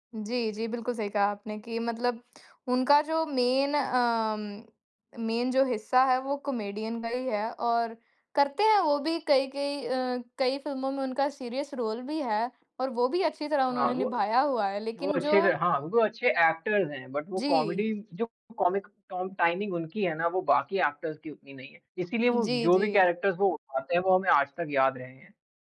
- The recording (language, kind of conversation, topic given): Hindi, unstructured, आपके अनुसार, कॉमेडी फ़िल्मों का जादू क्या है?
- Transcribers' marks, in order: in English: "मेन"; in English: "मेन"; in English: "कॉमेडियन"; in English: "सीरियस रोल"; in English: "एक्टर्स"; in English: "बट"; in English: "कॉमेडी"; in English: "कॉमिक"; in English: "टाइमिंग"; in English: "एक्टर्स"; in English: "कैरेक्टर"